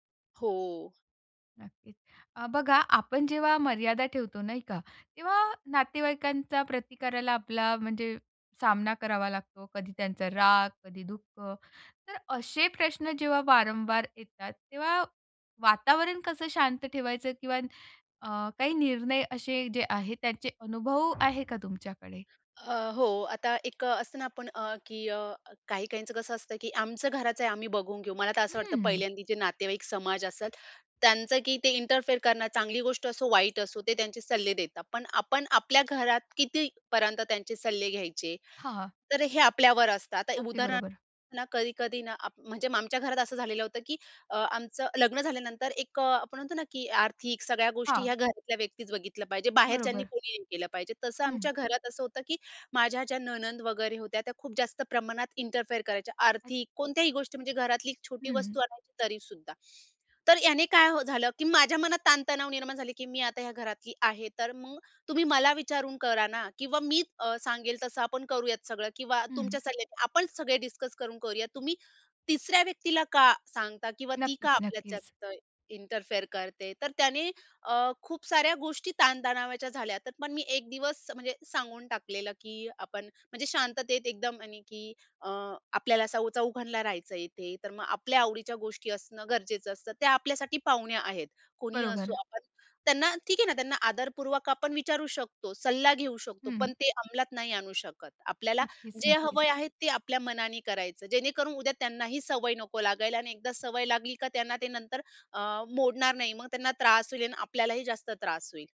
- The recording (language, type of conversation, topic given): Marathi, podcast, कुटुंबाला तुमच्या मर्यादा स्वीकारायला मदत करण्यासाठी तुम्ही काय कराल?
- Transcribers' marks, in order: other background noise; door; in English: "इंटरफेअर"; in English: "इंटरफेअर"; other noise; tapping; in English: "इंटरफेअर"